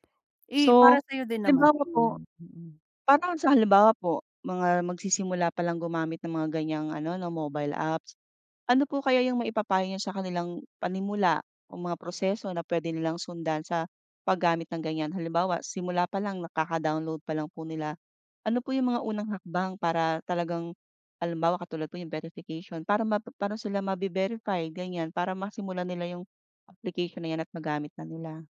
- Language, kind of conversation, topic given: Filipino, podcast, Ano ang maipapayo mo para ligtas na makapagbayad gamit ang mga aplikasyon sa cellphone?
- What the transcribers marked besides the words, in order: none